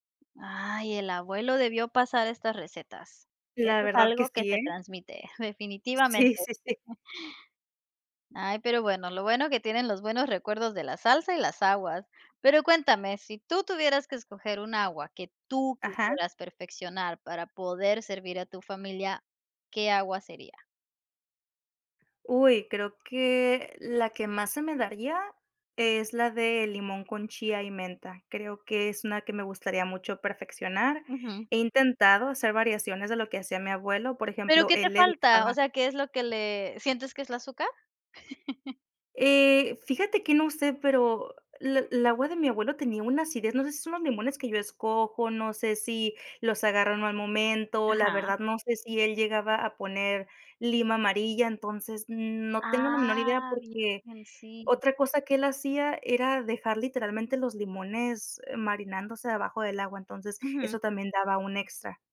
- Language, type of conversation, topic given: Spanish, podcast, ¿Tienes algún plato que aprendiste de tus abuelos?
- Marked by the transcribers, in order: laughing while speaking: "Sí"; chuckle; other background noise; laugh